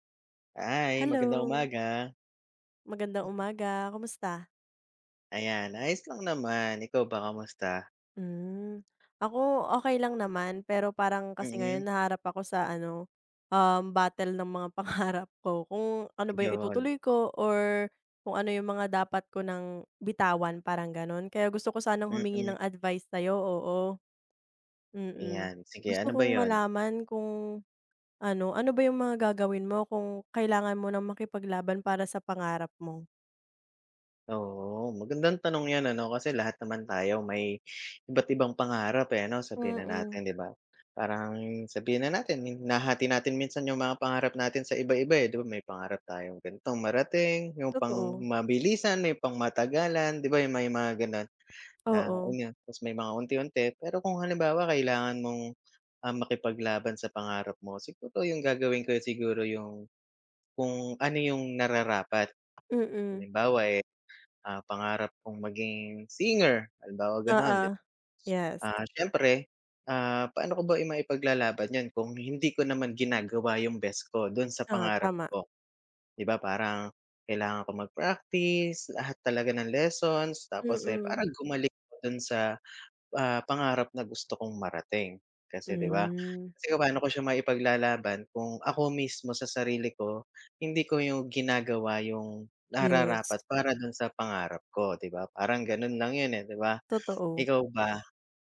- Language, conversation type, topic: Filipino, unstructured, Ano ang gagawin mo kung kailangan mong ipaglaban ang pangarap mo?
- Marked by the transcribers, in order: other background noise; laughing while speaking: "pangarap"; tapping